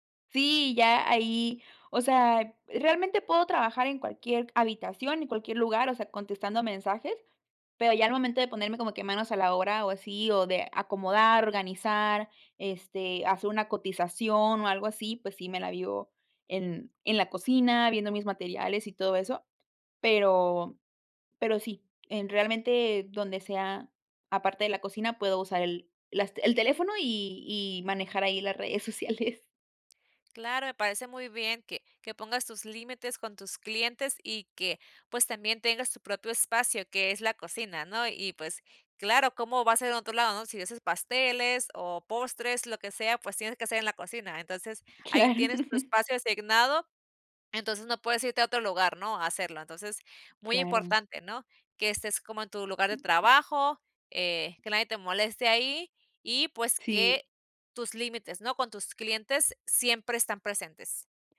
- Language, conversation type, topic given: Spanish, podcast, ¿Cómo pones límites al trabajo fuera del horario?
- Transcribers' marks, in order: laughing while speaking: "redes sociales"; laughing while speaking: "Claro"; tapping